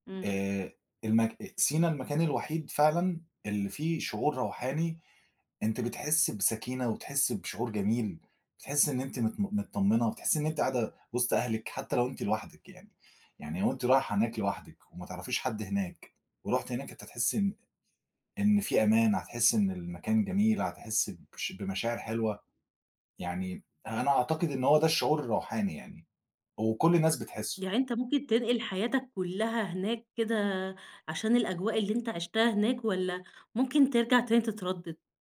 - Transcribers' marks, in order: none
- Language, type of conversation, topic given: Arabic, podcast, احكيلي عن رحلة غيّرت نظرتك للحياة؟